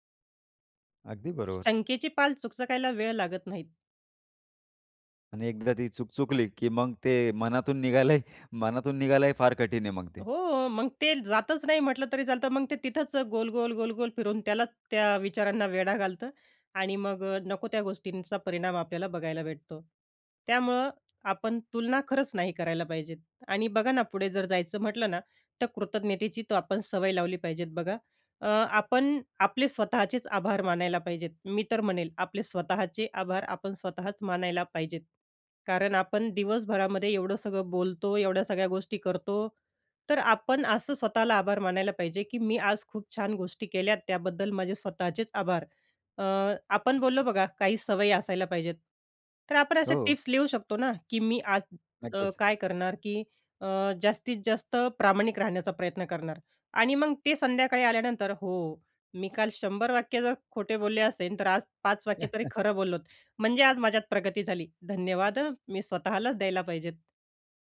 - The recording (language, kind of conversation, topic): Marathi, podcast, इतरांशी तुलना कमी करण्याचा उपाय काय आहे?
- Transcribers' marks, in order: chuckle; tapping; chuckle; other noise